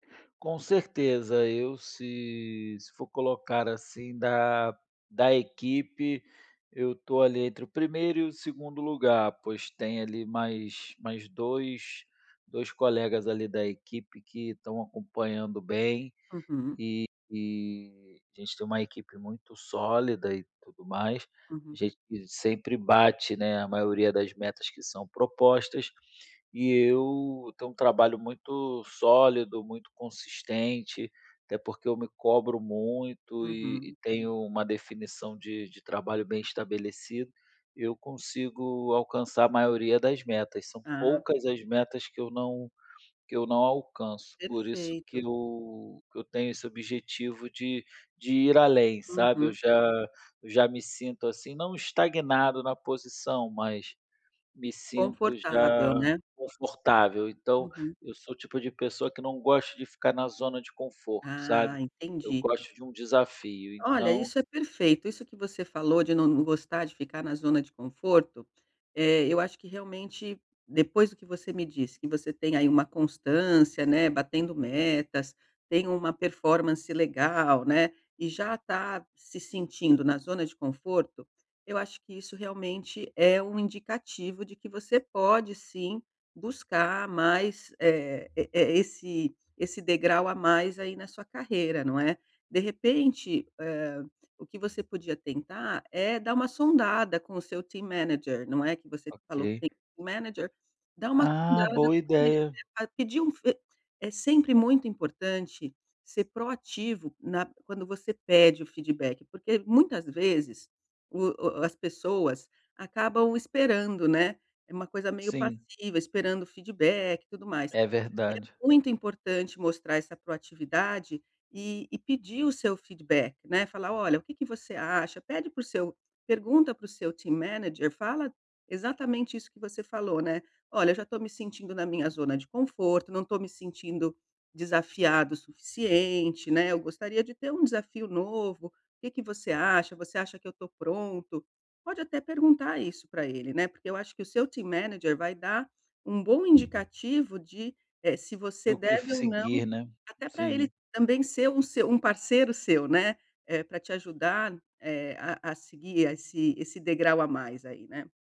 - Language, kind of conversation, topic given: Portuguese, advice, Como posso definir metas de carreira claras e alcançáveis?
- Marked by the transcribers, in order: tapping; other background noise; in English: "team manager"; in English: "team manager"; unintelligible speech; in English: "team manager"; in English: "team manager"